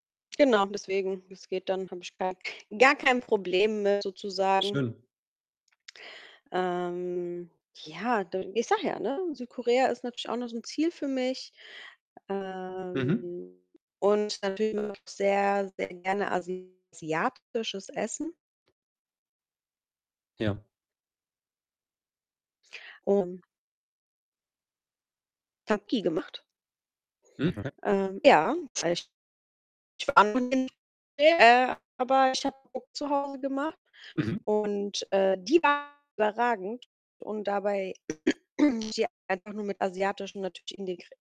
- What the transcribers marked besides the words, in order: distorted speech; tapping; other background noise; unintelligible speech; unintelligible speech; unintelligible speech; throat clearing; unintelligible speech
- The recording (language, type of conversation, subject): German, unstructured, Wohin reist du am liebsten und warum?